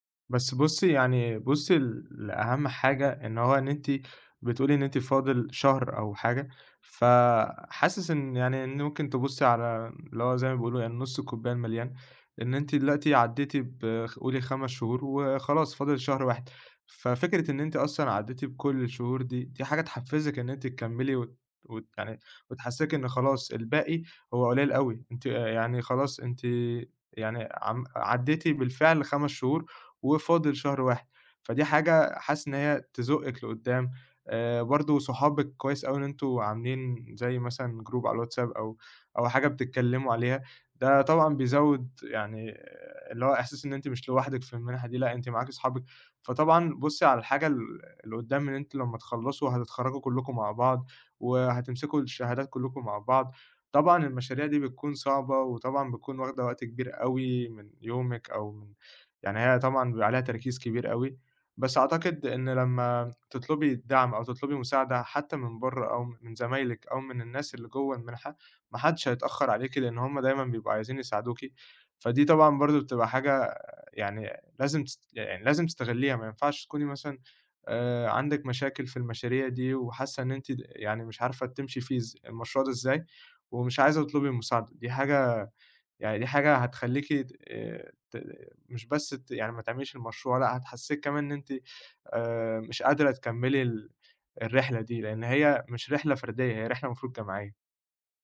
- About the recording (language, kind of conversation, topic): Arabic, advice, إزاي أقدر أتغلب على صعوبة إني أخلّص مشاريع طويلة المدى؟
- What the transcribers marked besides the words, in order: in English: "Group"